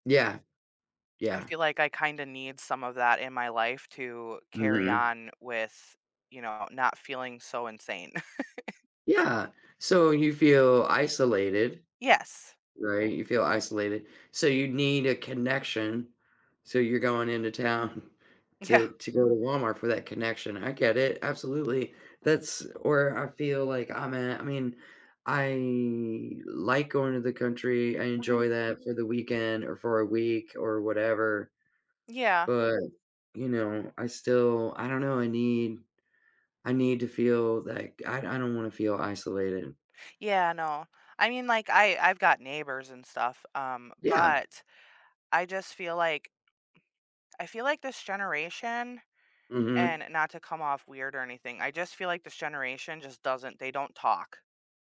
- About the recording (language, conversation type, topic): English, unstructured, What are your thoughts on city living versus country living?
- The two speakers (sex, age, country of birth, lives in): female, 35-39, United States, United States; female, 55-59, United States, United States
- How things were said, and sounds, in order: laugh; laughing while speaking: "town"; laughing while speaking: "Yeah"; drawn out: "I"; tapping; other noise